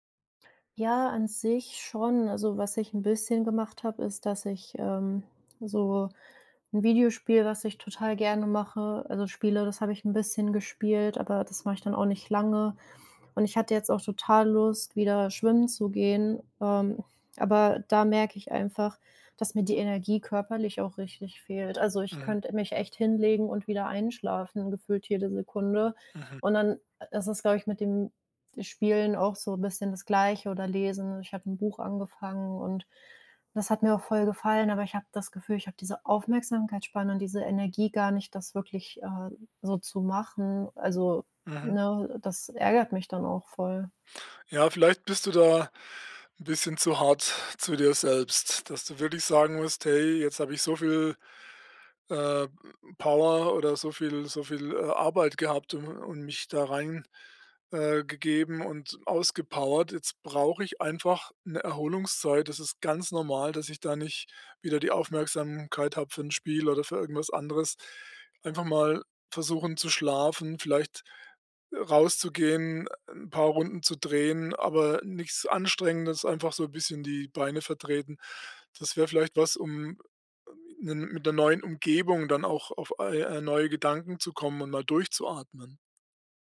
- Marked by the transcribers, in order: none
- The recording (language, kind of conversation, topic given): German, advice, Warum fühle ich mich schuldig, wenn ich einfach entspanne?